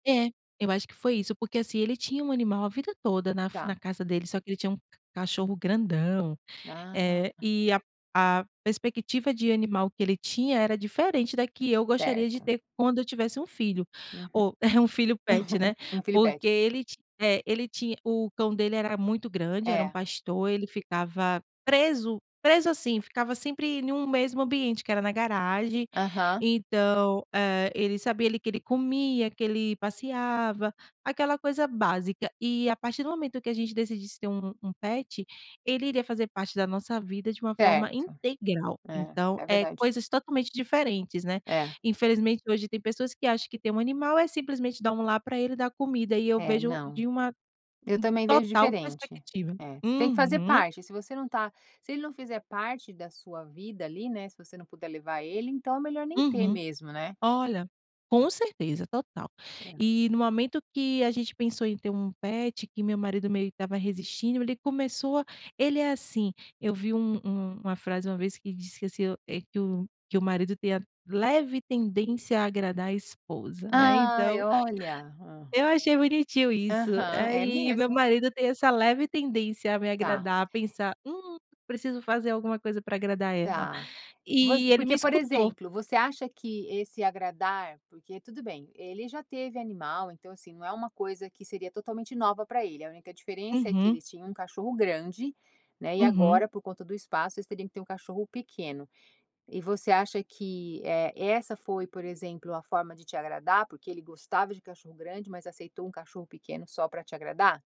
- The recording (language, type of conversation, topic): Portuguese, podcast, Você já teve um encontro com um animal que te marcou?
- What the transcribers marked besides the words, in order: tapping; chuckle